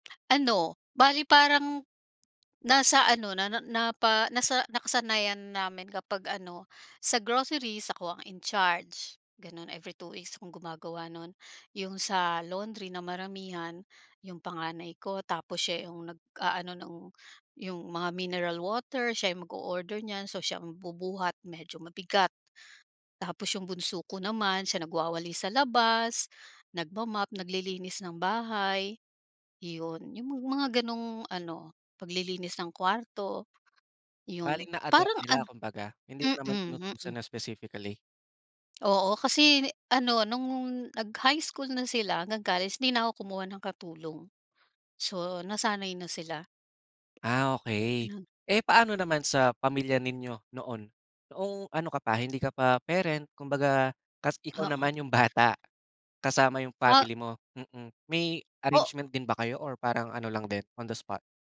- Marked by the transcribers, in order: tapping; other background noise
- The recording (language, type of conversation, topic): Filipino, podcast, Paano ninyo hinahati ang mga gawaing-bahay sa inyong pamilya?